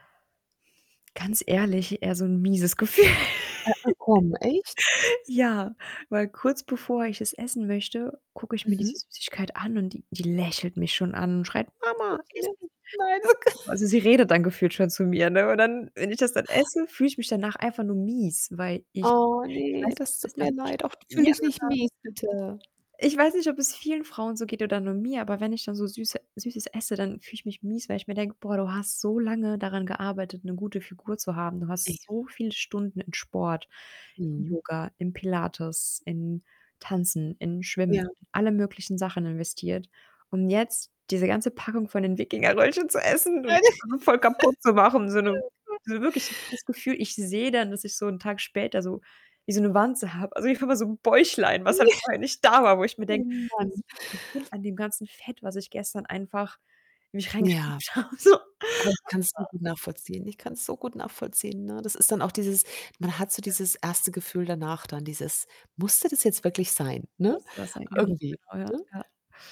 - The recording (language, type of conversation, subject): German, advice, Warum habe ich trotz meiner Bemühungen, gesünder zu essen, ständig Heißhunger auf Süßes?
- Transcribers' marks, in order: laughing while speaking: "Gefühl"; distorted speech; other background noise; static; unintelligible speech; put-on voice: "Mama, iss mich!"; unintelligible speech; laughing while speaking: "Gott"; unintelligible speech; unintelligible speech; unintelligible speech; chuckle; unintelligible speech; laugh; unintelligible speech; laughing while speaking: "habe so"; unintelligible speech; unintelligible speech; unintelligible speech